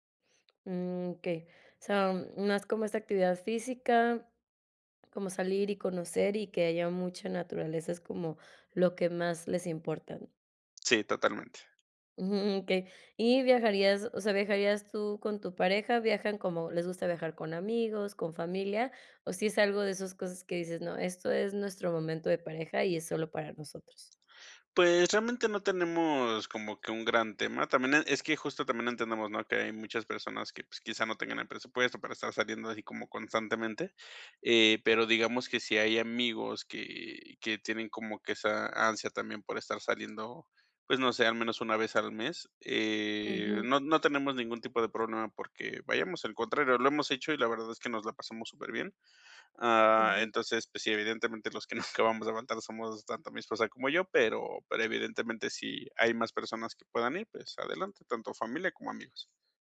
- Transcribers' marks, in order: tapping; other background noise
- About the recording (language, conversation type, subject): Spanish, advice, ¿Cómo puedo viajar más con poco dinero y poco tiempo?